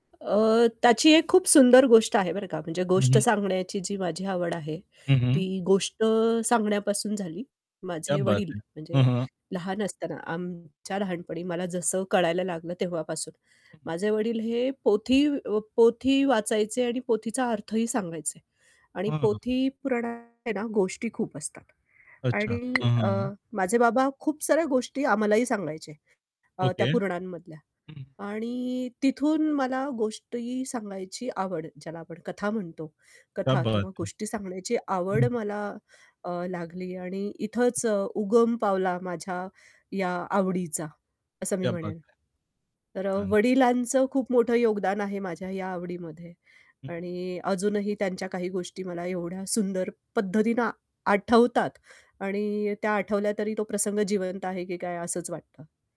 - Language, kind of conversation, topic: Marathi, podcast, कथा सांगण्याची तुमची आवड कशी निर्माण झाली?
- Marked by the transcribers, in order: in Hindi: "क्या बात है"; distorted speech; static; tapping; in Hindi: "क्या बात है"; other background noise; in Hindi: "क्या बात है"